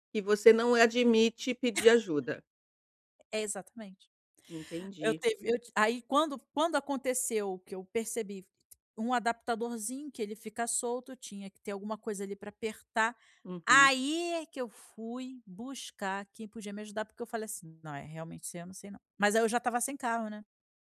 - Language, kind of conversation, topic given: Portuguese, advice, Como posso pedir ajuda sem sentir vergonha ou parecer fraco quando estou esgotado no trabalho?
- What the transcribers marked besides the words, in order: chuckle